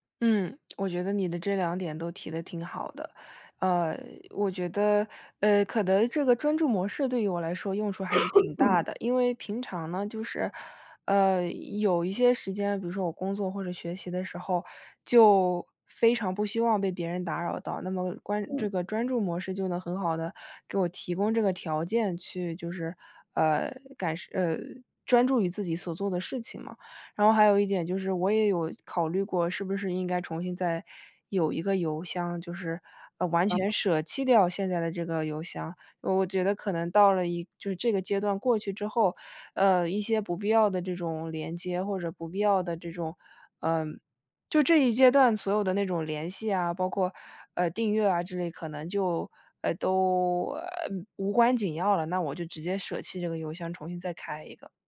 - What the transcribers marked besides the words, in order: throat clearing
- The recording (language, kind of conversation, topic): Chinese, advice, 如何才能减少收件箱里的邮件和手机上的推送通知？